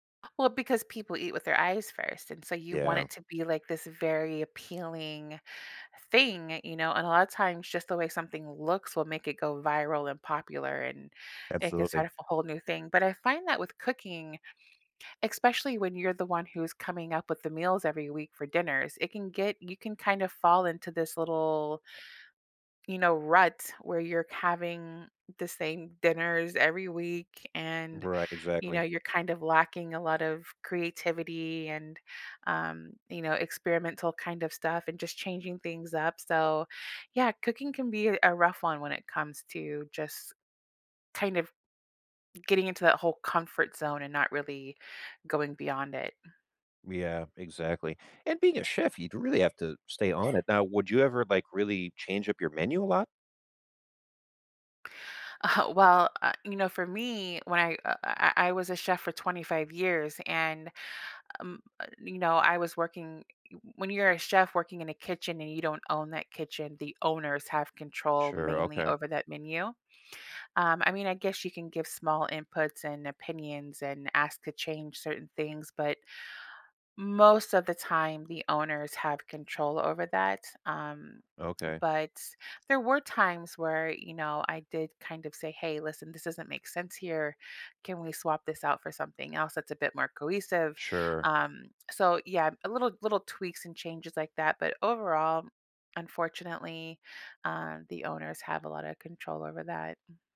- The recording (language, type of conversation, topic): English, unstructured, How can one get creatively unstuck when every idea feels flat?
- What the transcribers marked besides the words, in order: stressed: "thing"; "especially" said as "expecially"; other background noise